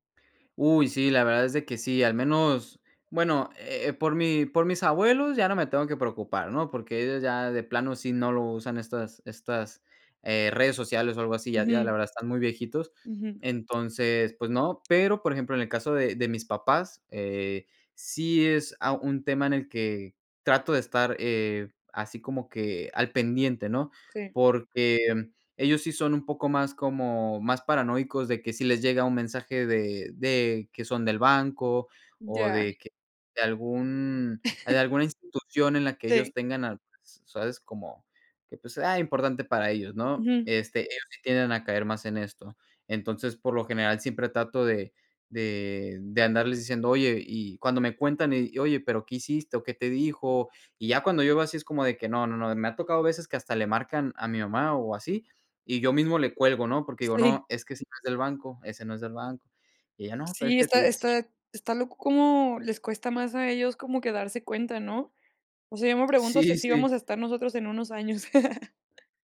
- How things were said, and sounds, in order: unintelligible speech; chuckle; laughing while speaking: "Sí"; laughing while speaking: "Sí"
- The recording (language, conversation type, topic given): Spanish, podcast, ¿Qué miedos o ilusiones tienes sobre la privacidad digital?